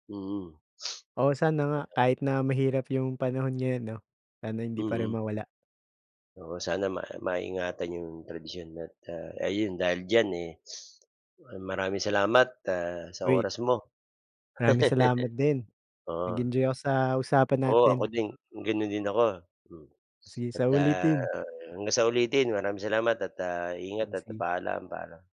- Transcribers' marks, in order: sniff
- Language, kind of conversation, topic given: Filipino, unstructured, Paano mo ilalarawan ang kahalagahan ng tradisyon sa ating buhay?